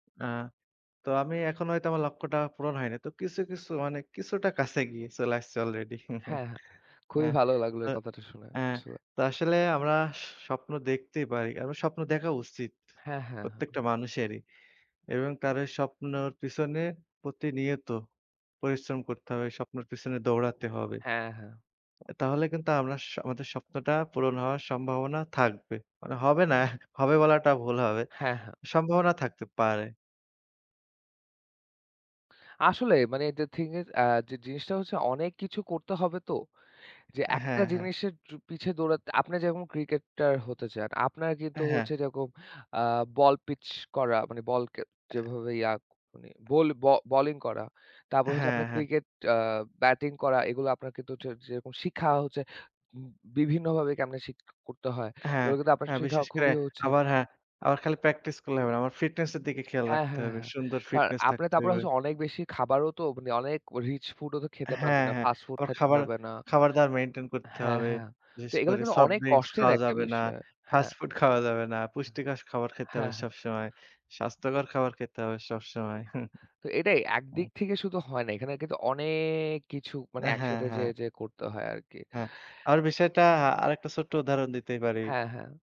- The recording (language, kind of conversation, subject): Bengali, unstructured, আপনার ভবিষ্যৎ নিয়ে সবচেয়ে বড় স্বপ্ন কী?
- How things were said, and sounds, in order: other background noise; chuckle; laughing while speaking: "না"; chuckle; drawn out: "অনেক"